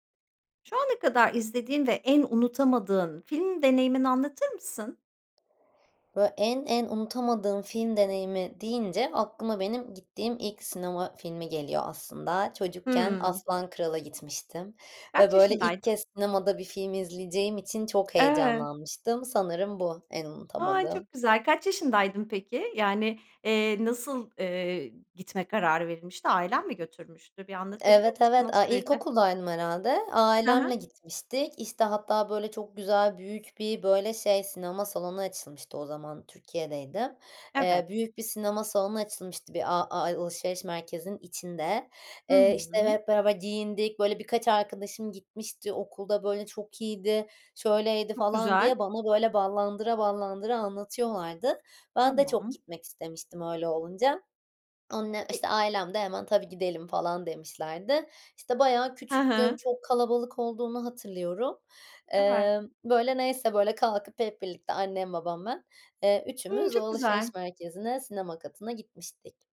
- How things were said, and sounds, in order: other background noise
- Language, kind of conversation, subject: Turkish, podcast, Unutamadığın en etkileyici sinema deneyimini anlatır mısın?